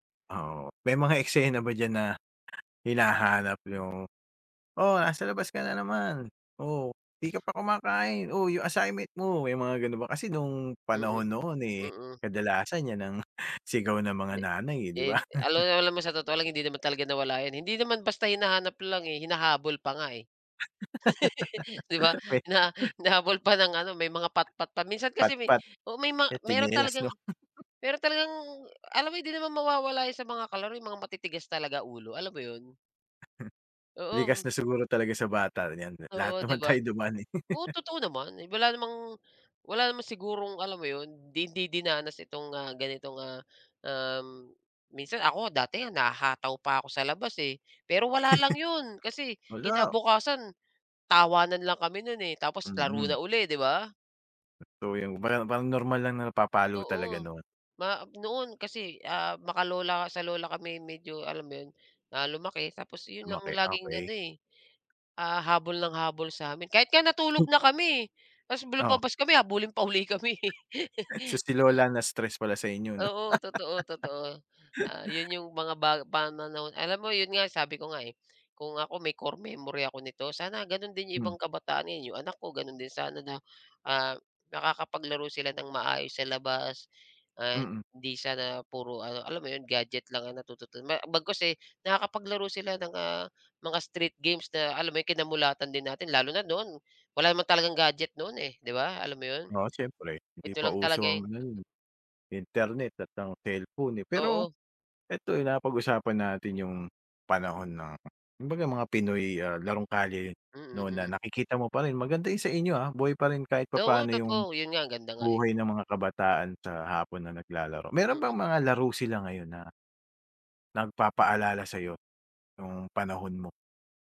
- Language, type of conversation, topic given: Filipino, podcast, Anong larong kalye ang hindi nawawala sa inyong purok, at paano ito nilalaro?
- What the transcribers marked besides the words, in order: laughing while speaking: "eksena ba diyan na?"; other noise; tapping; chuckle; laugh; laughing while speaking: "weh?"; laugh; chuckle; other background noise; laugh; chuckle; laughing while speaking: "kami"; laugh